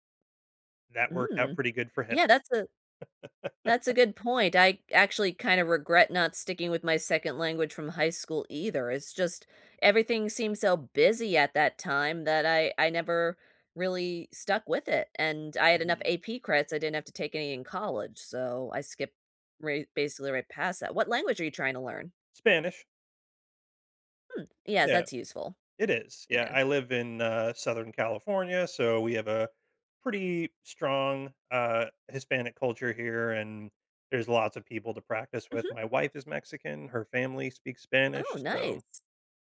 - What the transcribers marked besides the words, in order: tapping; laugh
- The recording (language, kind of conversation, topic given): English, unstructured, What skill should I learn sooner to make life easier?